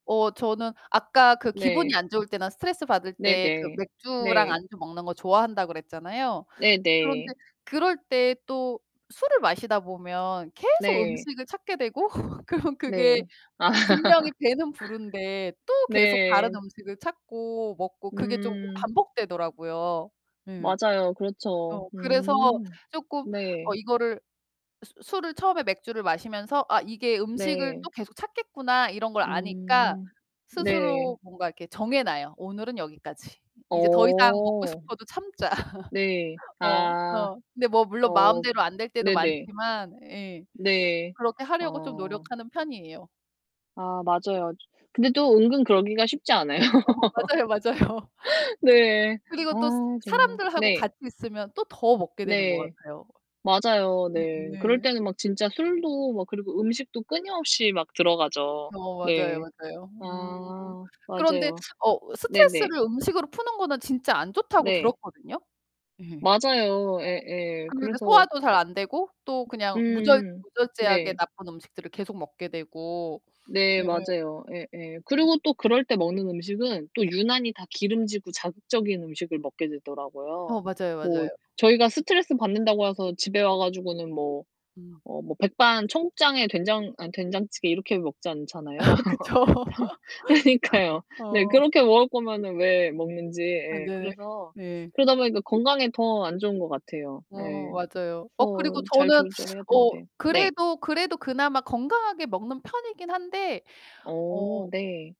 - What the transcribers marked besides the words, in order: other background noise; laugh; laughing while speaking: "그럼 그게"; laughing while speaking: "아"; laugh; laugh; distorted speech; laughing while speaking: "맞아요, 맞아요"; laugh; sniff; laugh; laughing while speaking: "그쵸"; laugh; laughing while speaking: "상황 그러니까요"; laugh
- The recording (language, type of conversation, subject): Korean, unstructured, 음식과 기분은 어떤 관계가 있을까요?